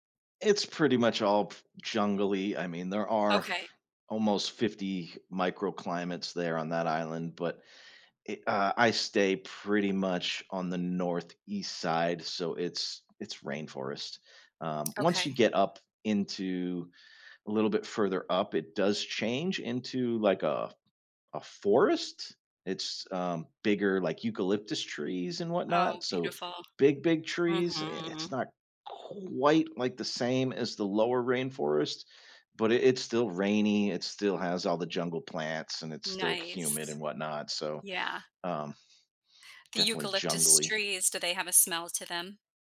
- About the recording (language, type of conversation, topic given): English, unstructured, What makes a day feel truly adventurous and memorable to you?
- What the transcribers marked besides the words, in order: tapping